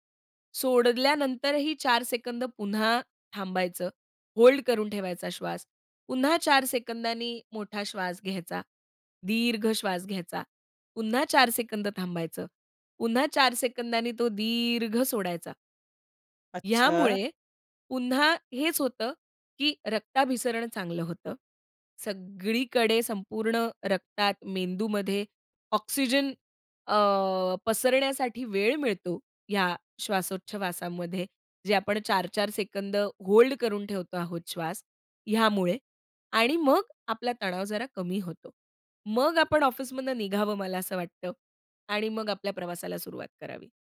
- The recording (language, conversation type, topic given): Marathi, podcast, तणावाच्या वेळी श्वासोच्छ्वासाची कोणती तंत्रे तुम्ही वापरता?
- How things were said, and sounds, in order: stressed: "दीर्घ"; tapping